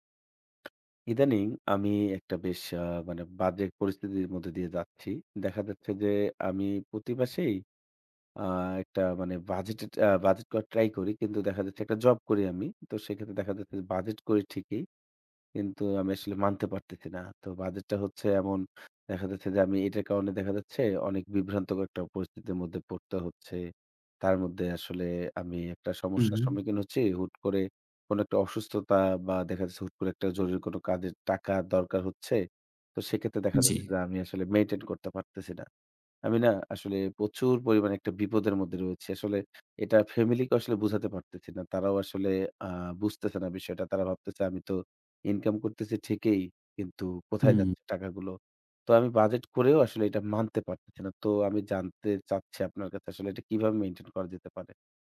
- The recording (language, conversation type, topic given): Bengali, advice, প্রতিমাসে বাজেট বানাই, কিন্তু সেটা মানতে পারি না
- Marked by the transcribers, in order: other background noise